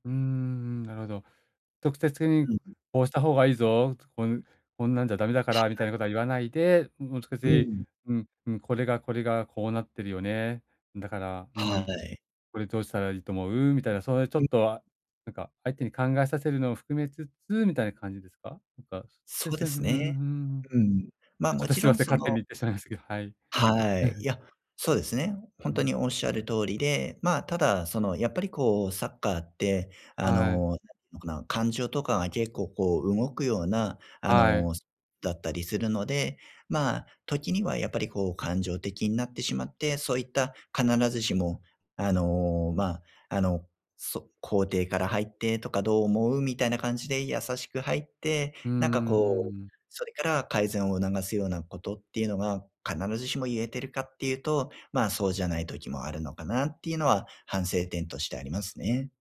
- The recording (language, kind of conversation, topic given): Japanese, advice, 建設的なフィードバックをやさしく効果的に伝えるには、どうすればよいですか？
- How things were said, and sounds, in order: unintelligible speech; chuckle